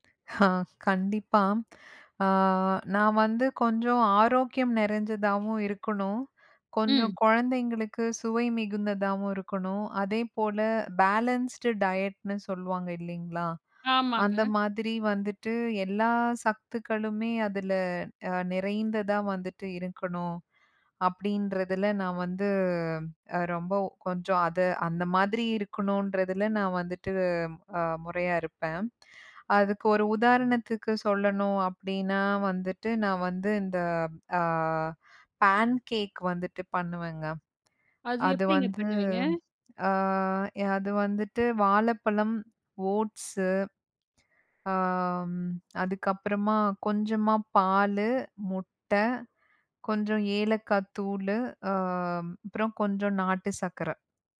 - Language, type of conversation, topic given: Tamil, podcast, வீட்டில் சுலபமான சமையல் செய்யும் போது உங்களுக்கு எவ்வளவு மகிழ்ச்சி இருக்கும்?
- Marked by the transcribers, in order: in English: "பேலன்ஸ்டு டயட்னு"